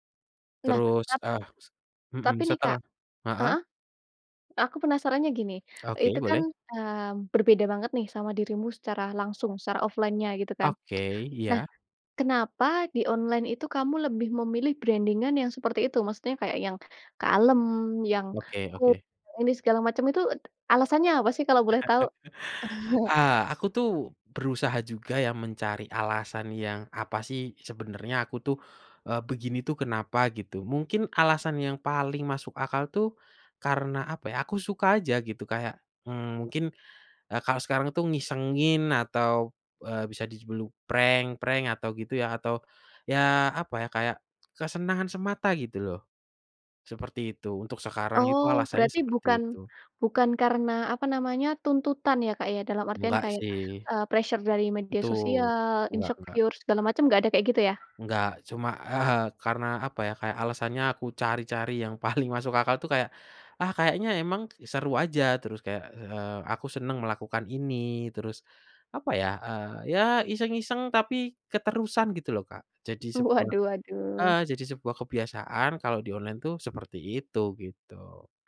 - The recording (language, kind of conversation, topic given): Indonesian, podcast, Pernah nggak kamu merasa seperti bukan dirimu sendiri di dunia online?
- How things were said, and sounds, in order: in English: "offline-nya"; in English: "branding-an"; in English: "cool"; chuckle; in English: "prank-prank"; in English: "pressure"; in English: "insecure"; other background noise